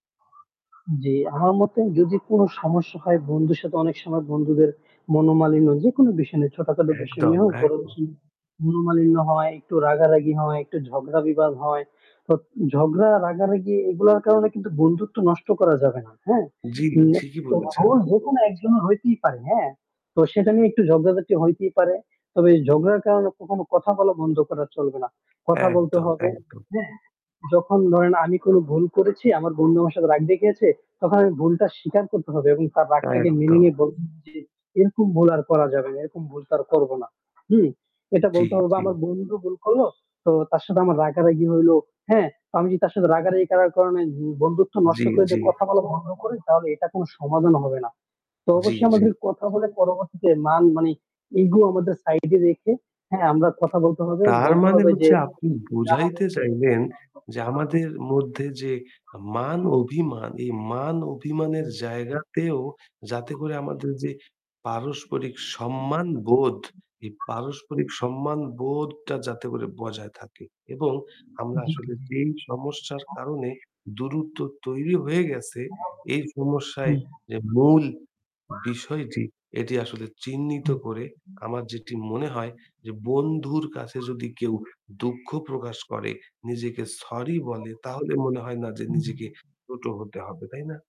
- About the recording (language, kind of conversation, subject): Bengali, unstructured, আপনি কীভাবে ভালো বন্ধুত্ব গড়ে তোলেন?
- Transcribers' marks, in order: other background noise; static; distorted speech; tapping; horn; stressed: "বুঝাইতে"; unintelligible speech